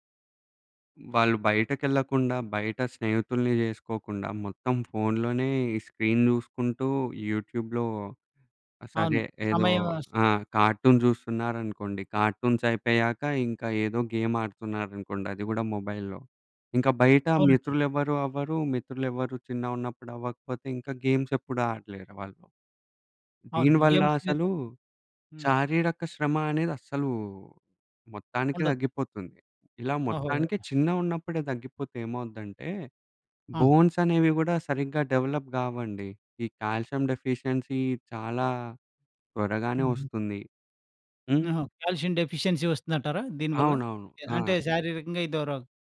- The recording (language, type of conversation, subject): Telugu, podcast, చిన్న పిల్లలకి స్క్రీన్ టైమ్ నియమాలు ఎలా సెట్ చేసావు?
- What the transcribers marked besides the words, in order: in English: "స్క్రీన్"; in English: "యూట్యూబ్‌లో"; in English: "కార్టూన్"; other background noise; in English: "కార్టూన్స్"; in English: "గేమ్"; in English: "మొబైల్లో"; in English: "గేమ్స్"; in English: "డెవలప్"; in English: "కాల్షియం డెఫిషియన్సీ"; in English: "కాల్షియం డెఫిషియన్సీ"